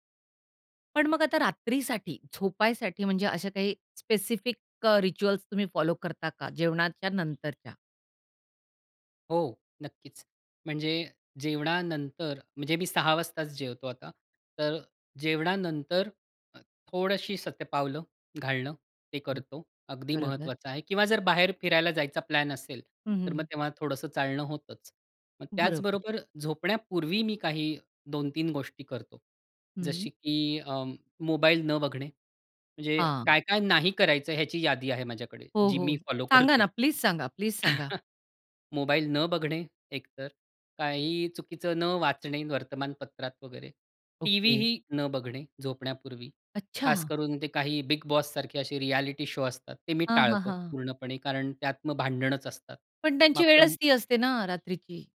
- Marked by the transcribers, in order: in English: "रिच्युअल्स"; other background noise; laughing while speaking: "करतो"; chuckle; in English: "रिएलिटी शो"; tapping
- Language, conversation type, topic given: Marathi, podcast, रात्री झोपायला जाण्यापूर्वी तुम्ही काय करता?